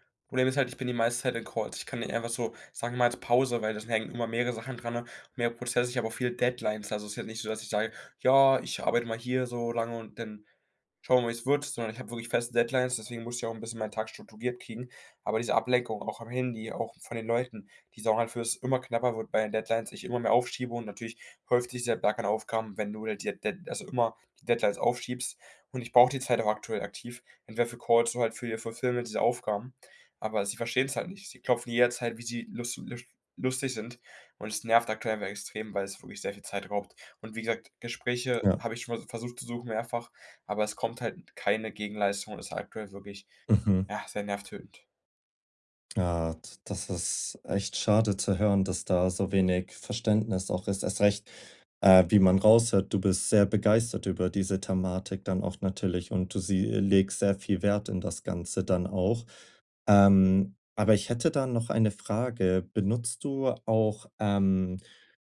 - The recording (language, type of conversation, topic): German, advice, Wie kann ich Ablenkungen reduzieren, wenn ich mich lange auf eine Aufgabe konzentrieren muss?
- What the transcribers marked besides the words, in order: in English: "Fulfillment"